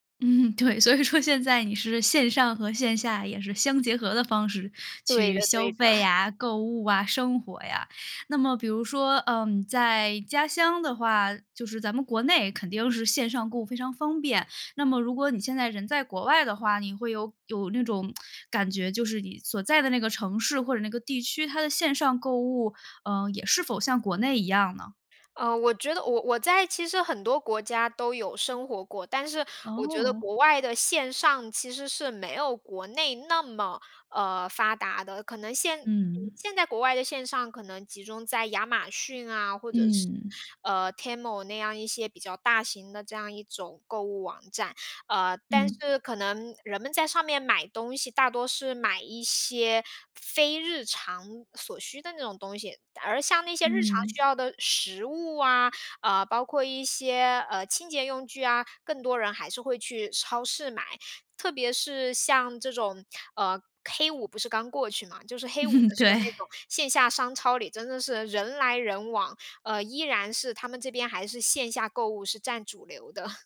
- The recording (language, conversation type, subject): Chinese, podcast, 你怎么看线上购物改变消费习惯？
- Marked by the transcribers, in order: laughing while speaking: "嗯，对，所以说现在你是线上和线下，也是相结合的方式"; joyful: "去消费啊、购物啊、生活呀"; laugh; tsk; laughing while speaking: "嗯，对"; joyful: "占主流的"